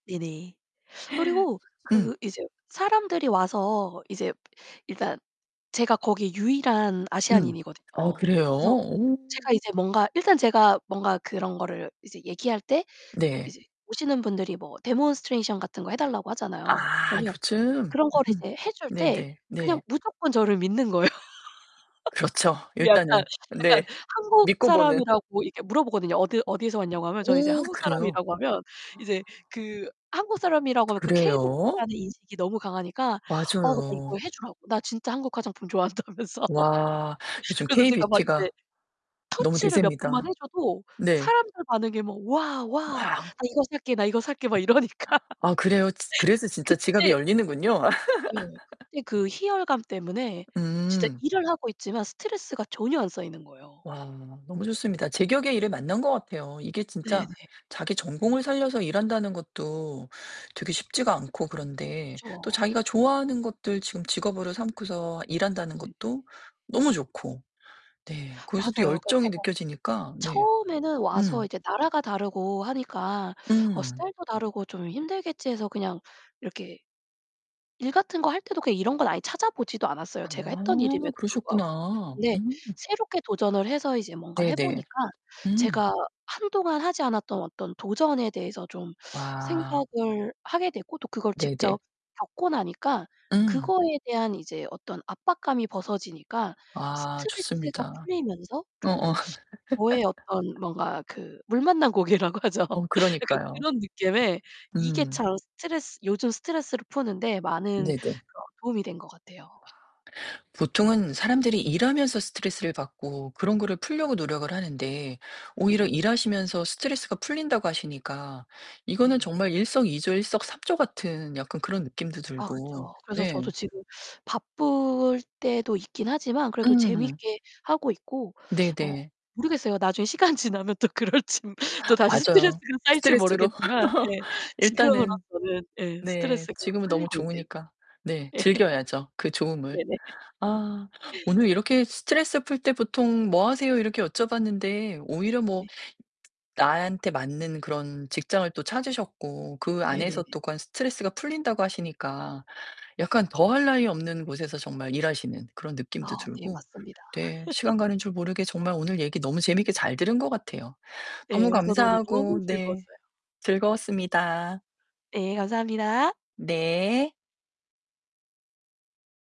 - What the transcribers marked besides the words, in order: gasp; other background noise; distorted speech; in English: "demonstration"; tapping; laugh; gasp; in English: "K-beauty"; laughing while speaking: "좋아한다면서"; laugh; in English: "K-beauty"; gasp; laugh; laugh; laugh; laugh; laughing while speaking: "시간 지나면 또 그럴진. 또다시 스트레스가 쌓일지 모르겠지만"; gasp; laugh; laugh; laugh
- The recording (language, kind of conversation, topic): Korean, podcast, 스트레스를 풀 때 보통 무엇을 하시나요?